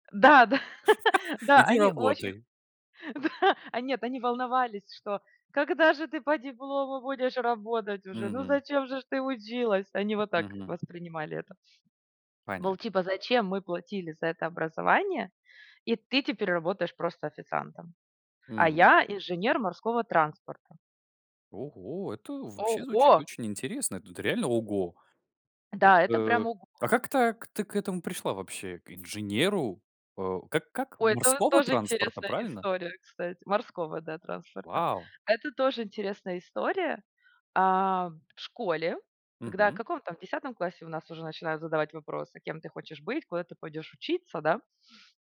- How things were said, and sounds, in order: tapping; chuckle; laugh; laughing while speaking: "Да"; put-on voice: "когда же ты по диплому … ж ты училась?"; other background noise; stressed: "зачем"; stressed: "ого"
- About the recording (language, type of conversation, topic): Russian, podcast, Когда ты впервые понял, что работа — часть твоей личности?